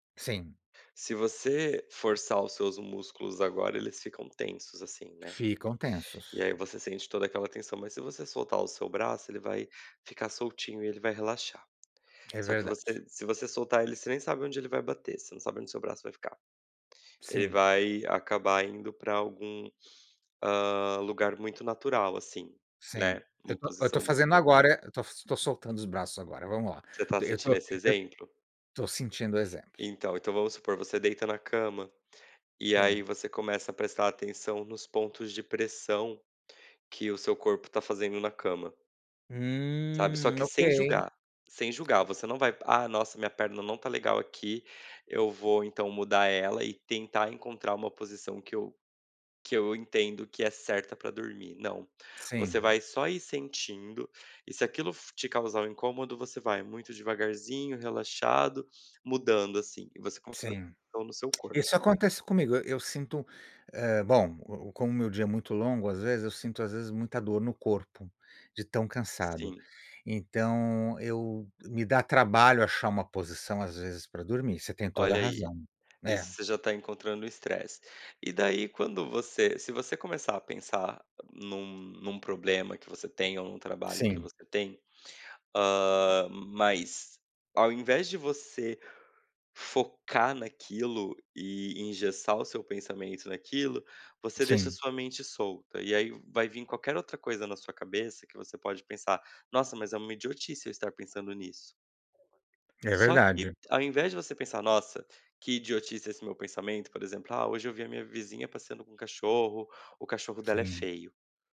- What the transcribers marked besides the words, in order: other noise; tapping
- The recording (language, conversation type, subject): Portuguese, unstructured, Qual é o seu ambiente ideal para recarregar as energias?